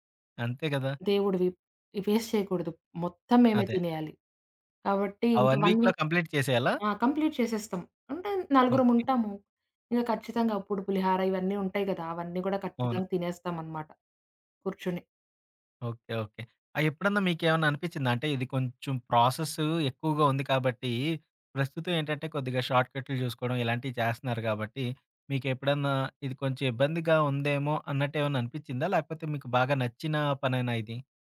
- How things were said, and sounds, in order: in English: "వేస్ట్"; in English: "వన్ వీక్"; in English: "వన్ వీక్‌లో కంప్లీట్"; in English: "కంప్లీట్"; in English: "ప్రాసెస్"
- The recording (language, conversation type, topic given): Telugu, podcast, మీ కుటుంబ సంప్రదాయాల్లో మీకు అత్యంత ఇష్టమైన సంప్రదాయం ఏది?